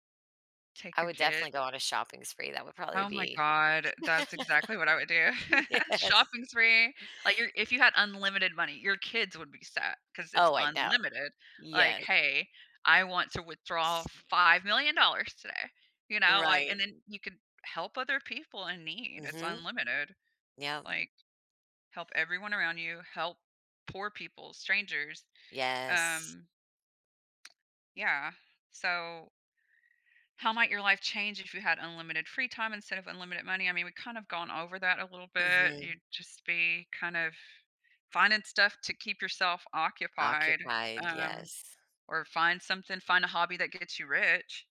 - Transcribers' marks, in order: laugh; laughing while speaking: "Yes"; stressed: "unlimited"; other background noise
- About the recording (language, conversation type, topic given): English, unstructured, What do you think is more important for happiness—having more free time or having more money?